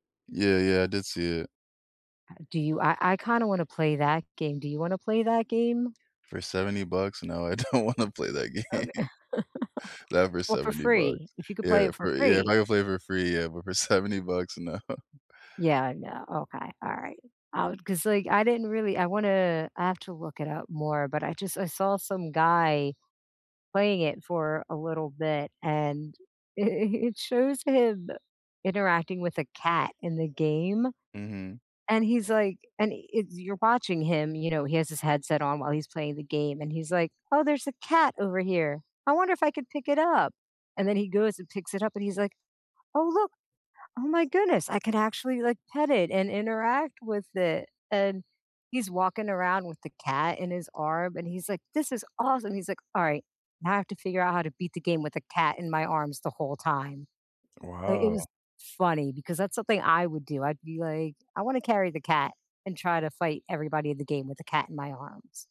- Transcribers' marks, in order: background speech; other background noise; laughing while speaking: "I don't wanna play that game"; chuckle; laughing while speaking: "no"; tapping; laughing while speaking: "it"
- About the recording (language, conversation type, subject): English, unstructured, What video games have surprised you with great storytelling?
- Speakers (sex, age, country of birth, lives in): female, 40-44, United States, United States; male, 30-34, United States, United States